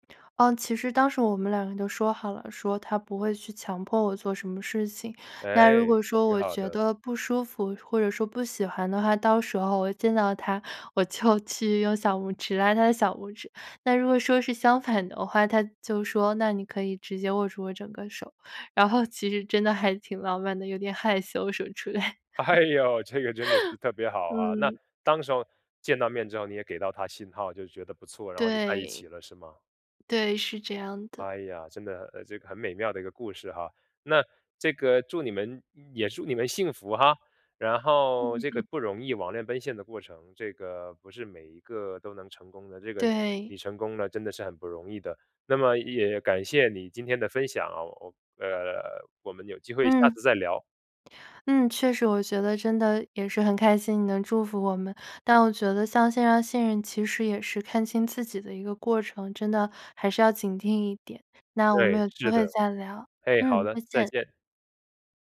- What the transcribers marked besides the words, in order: laughing while speaking: "我就去用小拇指拉他的 … 害羞什么之类"; laughing while speaking: "哎呦"; chuckle; other background noise
- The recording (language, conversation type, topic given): Chinese, podcast, 线上陌生人是如何逐步建立信任的？